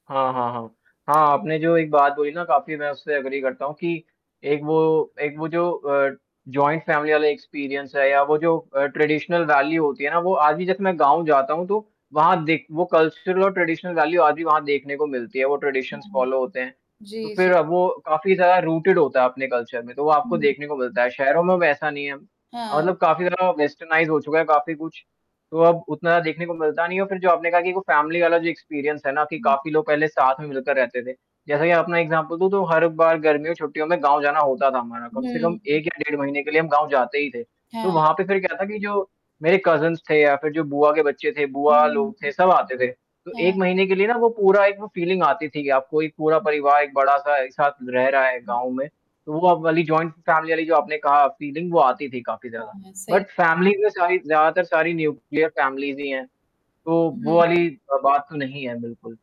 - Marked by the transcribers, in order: static; in English: "अग्री"; in English: "जॉइंट फैमिली"; in English: "एक्सपीरियंस"; in English: "ट्रेडिशनल वैल्यू"; in English: "कल्चर"; in English: "ट्रेडिशनल वैल्यू"; in English: "ट्रेडिशंस फ़ॉलो"; distorted speech; in English: "रूटेड"; in English: "कल्चर"; in English: "वेस्टर्नाइज़"; in English: "फैमिली"; in English: "एक्सपीरियंस"; in English: "एक्ज़ाम्पल"; in English: "कज़िन्स"; in English: "फ़ीलिंग"; other noise; in English: "जॉइंट फैमिली"; in English: "फीलिंग"; in English: "बट फ़ैमिलीज़"; in English: "न्यूक्लियर फ़ैमिलीज़"
- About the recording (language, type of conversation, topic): Hindi, unstructured, आप शहर में रहना पसंद करेंगे या गाँव में रहना?